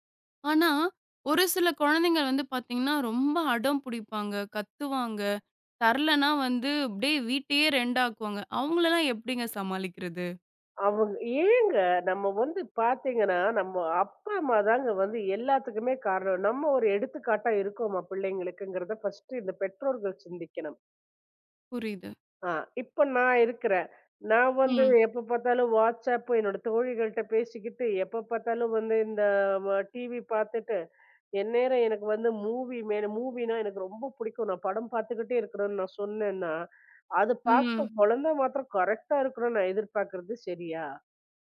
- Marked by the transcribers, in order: other background noise; drawn out: "ஏங்க"; in English: "ஃபர்ஸ்ட்டு"; in English: "மூவி"; in English: "மூவின்னா"
- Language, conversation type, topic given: Tamil, podcast, ஸ்கிரீன் நேரத்தை சமநிலையாக வைத்துக்கொள்ள முடியும் என்று நீங்கள் நினைக்கிறீர்களா?